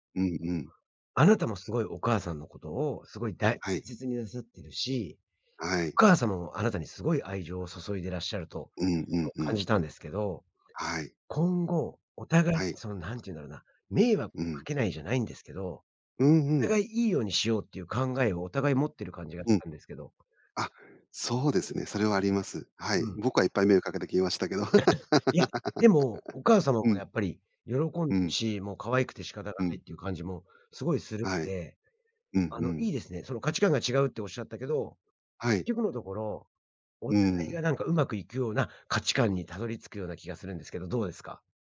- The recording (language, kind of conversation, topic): Japanese, podcast, 親との価値観の違いを、どのように乗り越えましたか？
- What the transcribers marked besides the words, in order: tapping; "大切" said as "だいせつ"; other background noise; laugh; other noise